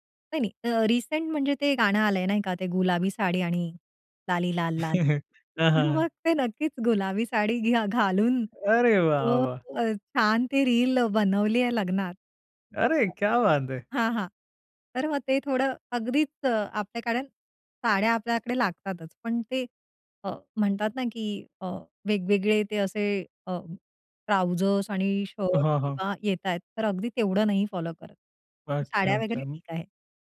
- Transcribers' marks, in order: in English: "रिसेंट"; chuckle; laughing while speaking: "मग ते नक्कीच"; in Hindi: "अरे क्या बात है!"; other background noise; in English: "ट्राउझर्स"
- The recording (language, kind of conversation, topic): Marathi, podcast, पाश्चिमात्य आणि पारंपरिक शैली एकत्र मिसळल्यावर तुम्हाला कसे वाटते?